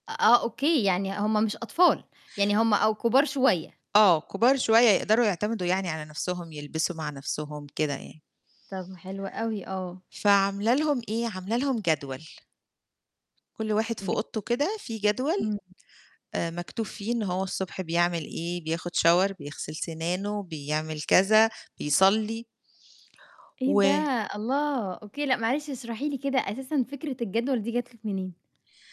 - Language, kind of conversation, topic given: Arabic, podcast, إيه طقوسك الصبح مع ولادك لو عندك ولاد؟
- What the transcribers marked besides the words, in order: in English: "shower"